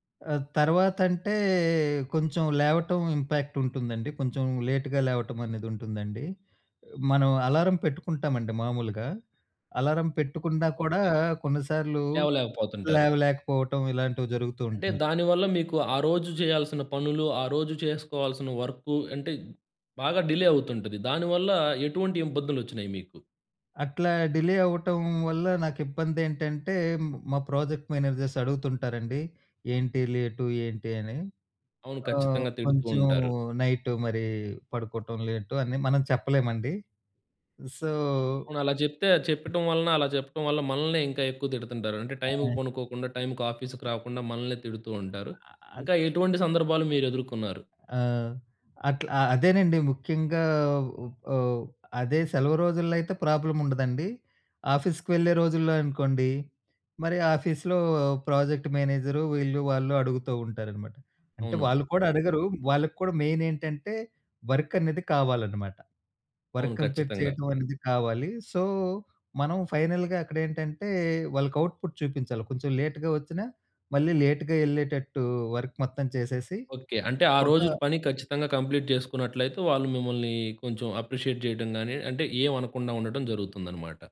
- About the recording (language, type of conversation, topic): Telugu, podcast, నిద్రకు ముందు స్క్రీన్ వాడకాన్ని తగ్గించడానికి మీ సూచనలు ఏమిటి?
- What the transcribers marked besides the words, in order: in English: "ఇంపాక్ట్"; in English: "లేట్‌గా"; in English: "డిలే"; in English: "డిలే"; in English: "ప్రాజెక్ట్ మేనేజర్స్"; in English: "సో"; tapping; other background noise; in English: "ఆఫీస్‌కి"; in English: "ప్రాబ్లమ్"; in English: "ఆఫీస్‌కి"; in English: "ఆఫీస్‌లో ప్రాజెక్ట్"; in English: "మెయిన్"; in English: "వర్క్ కంప్లీట్"; in English: "సో"; in English: "ఫైనల్‌గా"; in English: "ఔట్‌పుట్"; in English: "లేట్‌గా"; in English: "లేట్‌గా"; in English: "వర్క్"; in English: "కంప్లీట్"; in English: "అప్రిషియేట్"